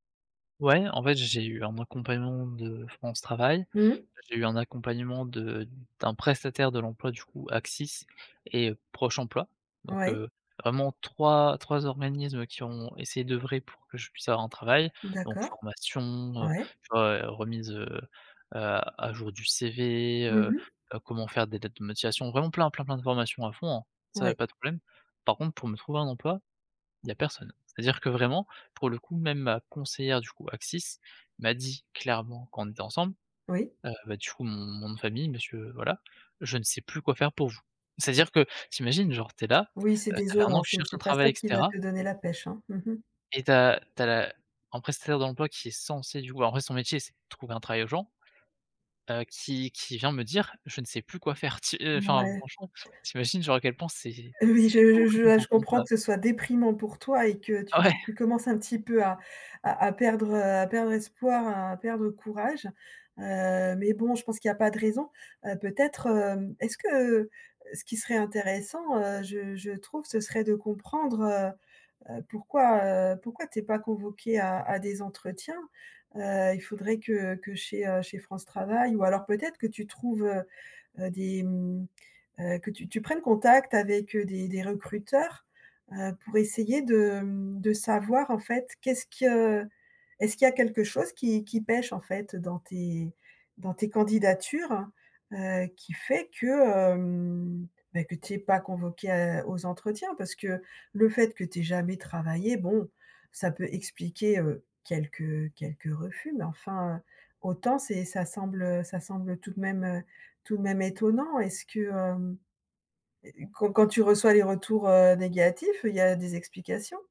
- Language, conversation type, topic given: French, advice, Comment vous remettez-vous en question après un échec ou une rechute ?
- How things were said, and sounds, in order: tapping; laughing while speaking: "Ah ouais"; drawn out: "mmh"